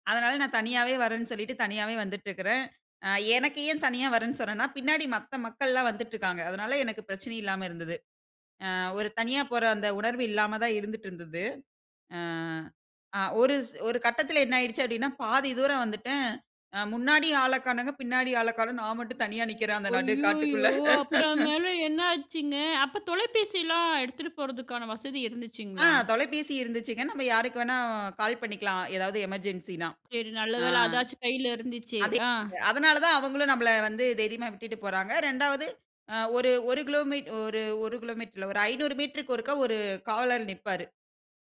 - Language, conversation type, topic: Tamil, podcast, முதல்முறையாக நீங்கள் தனியாகச் சென்ற பயணம் எப்படி இருந்தது?
- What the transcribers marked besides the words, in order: laugh; in English: "எமர்ஜென்சின்னா"